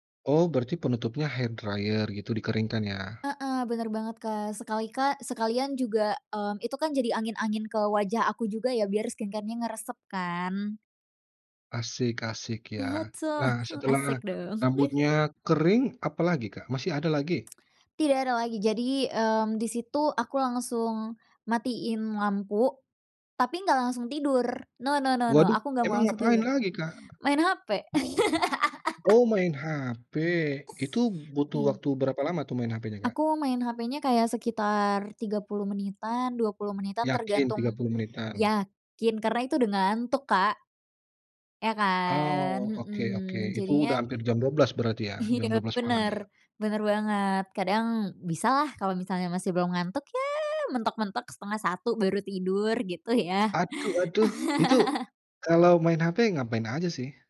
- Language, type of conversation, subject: Indonesian, podcast, Apa ritual malam yang selalu kamu lakukan agar lebih tenang sebelum tidur?
- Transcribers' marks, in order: in English: "hair dryer"; in English: "skincare-nya"; laughing while speaking: "Betul"; chuckle; laugh; other background noise; laughing while speaking: "gitu"; chuckle